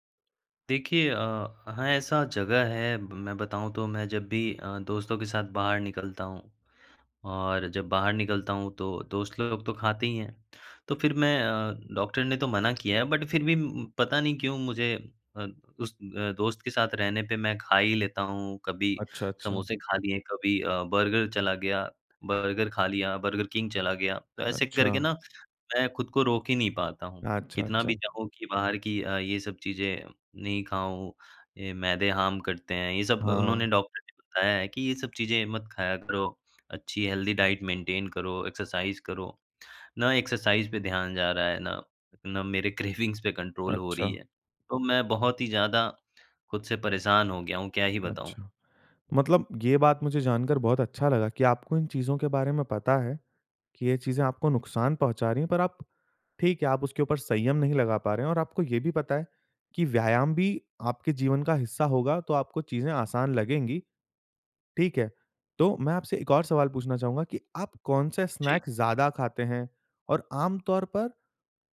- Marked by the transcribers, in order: in English: "बट"; in English: "हार्म"; in English: "हेल्दी डाइट मेंटेन"; in English: "एक्सरसाइज़"; in English: "एक्सरसाइज़"; in English: "क्रेविंग्स"; in English: "कंट्रोल"; in English: "स्नैक्स"
- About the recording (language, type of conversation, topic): Hindi, advice, आपकी खाने की तीव्र इच्छा और बीच-बीच में खाए जाने वाले नाश्तों पर आपका नियंत्रण क्यों छूट जाता है?